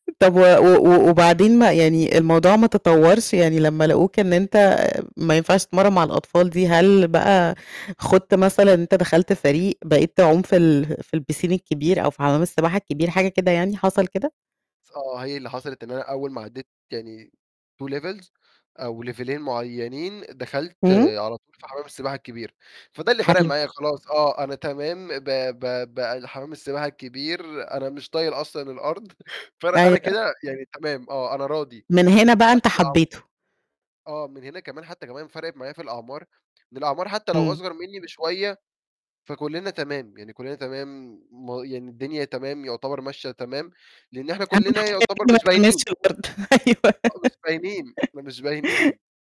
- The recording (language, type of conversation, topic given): Arabic, podcast, إيه هي هوايتك المفضلة؟
- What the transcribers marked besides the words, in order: in French: "الpiscine"; in English: "two levels"; in English: "ليفيلين"; unintelligible speech; distorted speech; laughing while speaking: "أيوه"; giggle